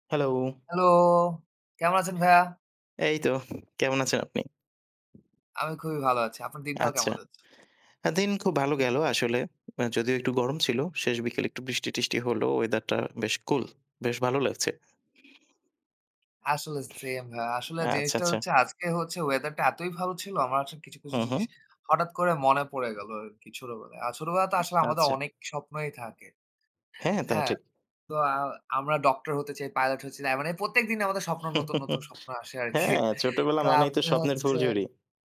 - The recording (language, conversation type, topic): Bengali, unstructured, আপনি কীভাবে আপনার স্বপ্নকে বাস্তবে রূপ দেবেন?
- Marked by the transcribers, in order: chuckle; laughing while speaking: "আসে আরকি"